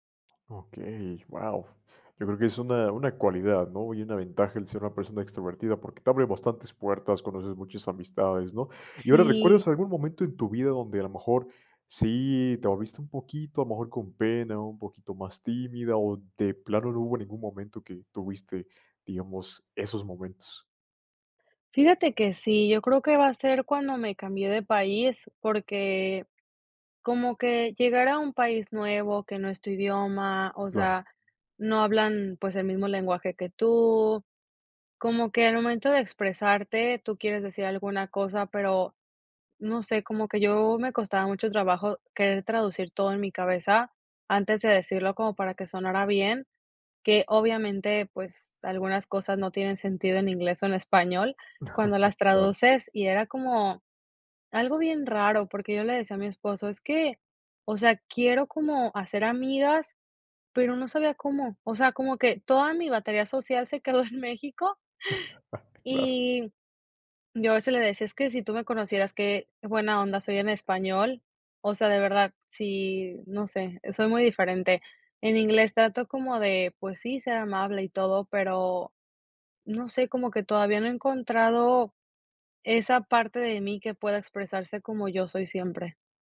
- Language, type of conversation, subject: Spanish, podcast, ¿Cómo rompes el hielo con desconocidos que podrían convertirse en amigos?
- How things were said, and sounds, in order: other background noise; laugh; laugh; laughing while speaking: "en México"